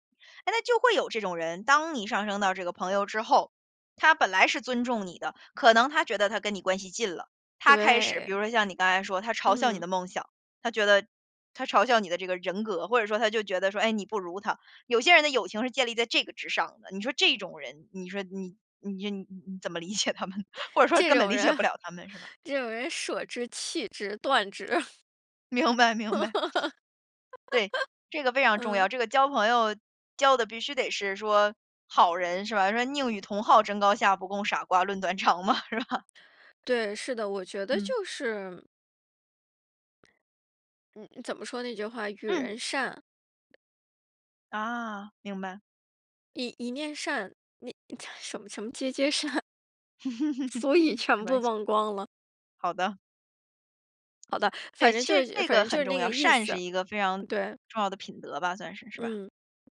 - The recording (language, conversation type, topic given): Chinese, podcast, 你觉得什么样的人才算是真正的朋友？
- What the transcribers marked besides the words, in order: laughing while speaking: "理解他们"; laughing while speaking: "这种人，这种人舍之、弃之、断之， 嗯"; laugh; laughing while speaking: "明白，明白"; laugh; laughing while speaking: "论短长嘛，是吧？"; laughing while speaking: "什么 什么皆皆善"; laugh; laughing while speaking: "俗语全部忘光了"